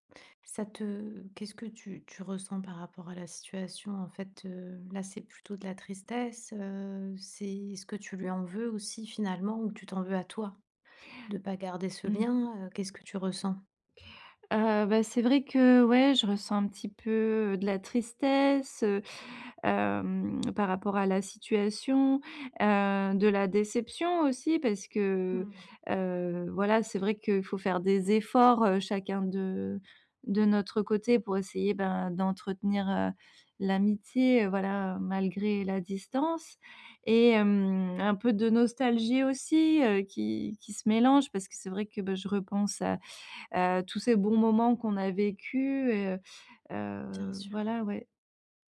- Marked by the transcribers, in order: none
- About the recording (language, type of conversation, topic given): French, advice, Comment gérer l’éloignement entre mon ami et moi ?